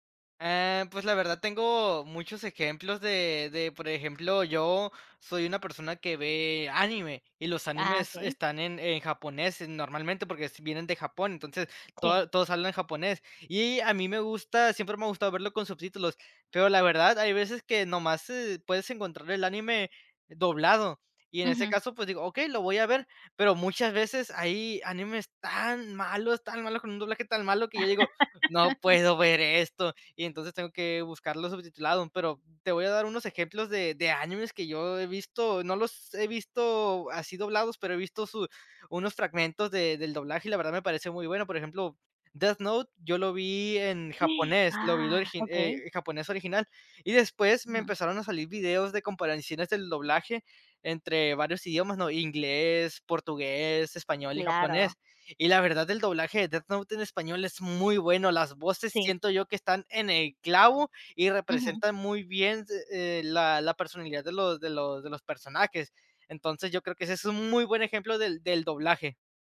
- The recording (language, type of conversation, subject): Spanish, podcast, ¿Cómo afectan los subtítulos y el doblaje a una serie?
- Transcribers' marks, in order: laugh; gasp